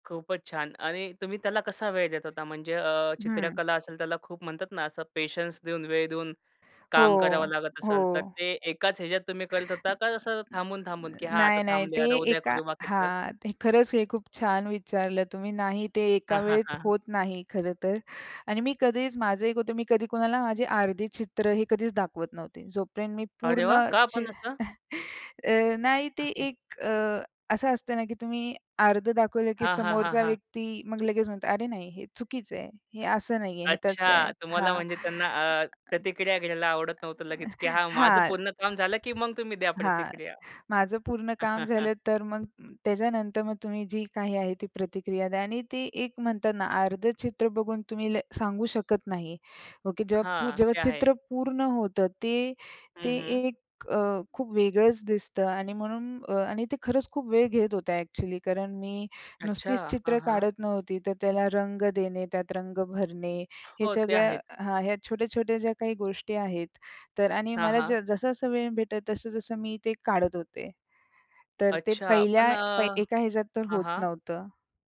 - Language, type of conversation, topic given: Marathi, podcast, तुम्हाला कोणता छंद सर्वात जास्त आवडतो आणि तो का आवडतो?
- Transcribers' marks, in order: other background noise; tapping; unintelligible speech; chuckle